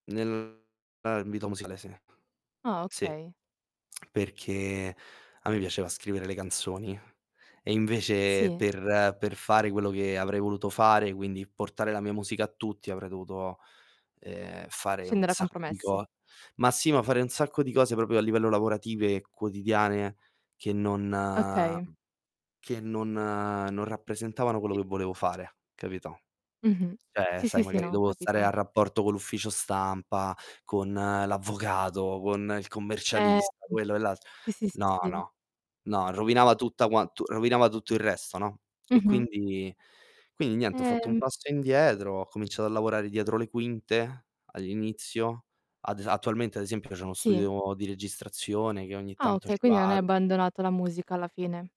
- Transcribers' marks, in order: distorted speech; tapping; tongue click; "proprio" said as "propio"; drawn out: "non"; drawn out: "non"; "cioè" said as "ceh"; other background noise; static
- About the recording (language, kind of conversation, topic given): Italian, unstructured, Come descriveresti il tuo ambiente di lavoro ideale?